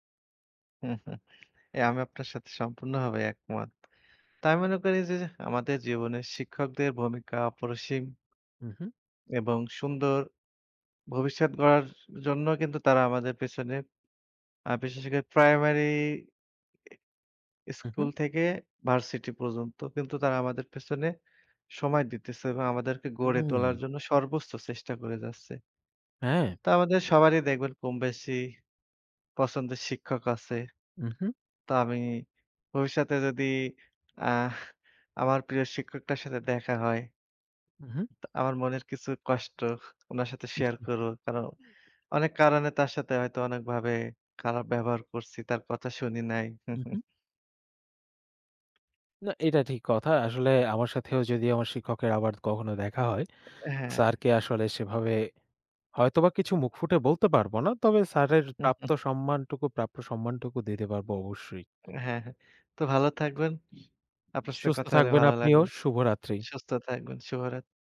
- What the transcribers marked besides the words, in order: chuckle; "সর্বোচ্চ" said as "সর্বোচ্ছ"; "যাচ্ছে" said as "যাসসে"; tapping; unintelligible speech; chuckle; chuckle
- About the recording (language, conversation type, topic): Bengali, unstructured, তোমার প্রিয় শিক্ষক কে এবং কেন?